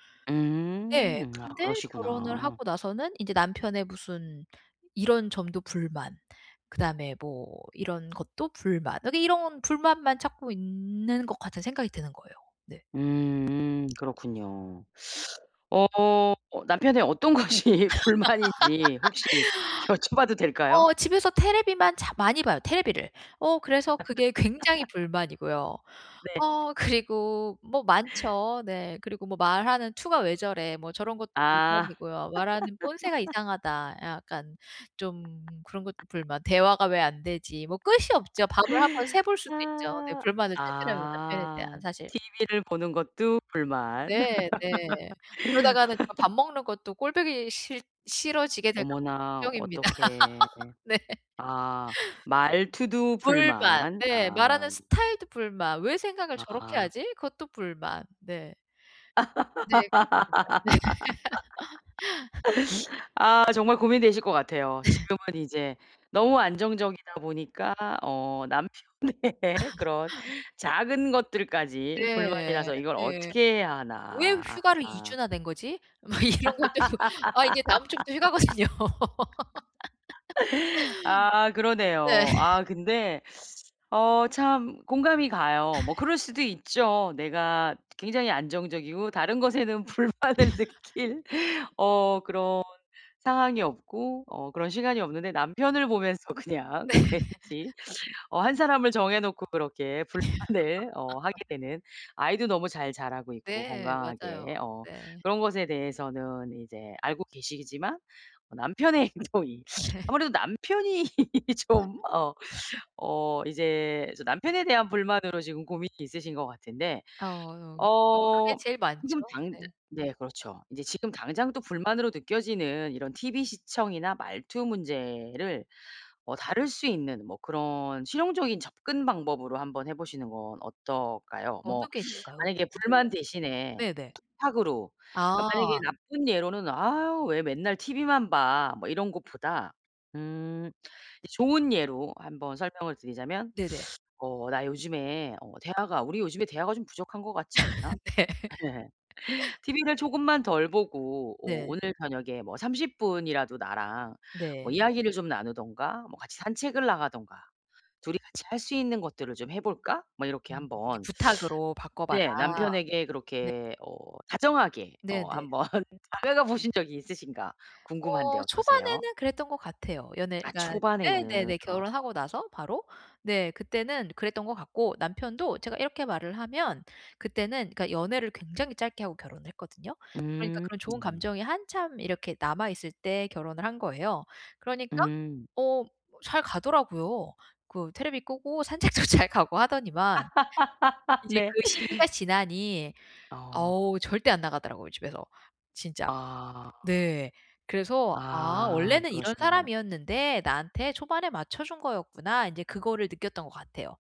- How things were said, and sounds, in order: other background noise; teeth sucking; laughing while speaking: "것이 불만인지 혹시 여쭤봐도"; laugh; laugh; laugh; laugh; laugh; laugh; laugh; laughing while speaking: "걱정입니다. 네"; laugh; laughing while speaking: "네"; laugh; laughing while speaking: "남편의"; laugh; laugh; laughing while speaking: "막 이런 것들"; teeth sucking; laughing while speaking: "휴가거든요. 네"; laugh; laughing while speaking: "불만을 느낄"; laugh; laugh; laughing while speaking: "그냥 그 왠지"; laughing while speaking: "네"; laugh; laugh; laughing while speaking: "행동이"; laugh; laughing while speaking: "네"; unintelligible speech; laughing while speaking: "예"; laugh; laughing while speaking: "네"; laugh; laughing while speaking: "한번"; tapping; laughing while speaking: "산책도 잘"; laugh
- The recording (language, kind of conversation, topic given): Korean, advice, 제가 가진 것들에 더 감사하는 태도를 기르려면 매일 무엇을 하면 좋을까요?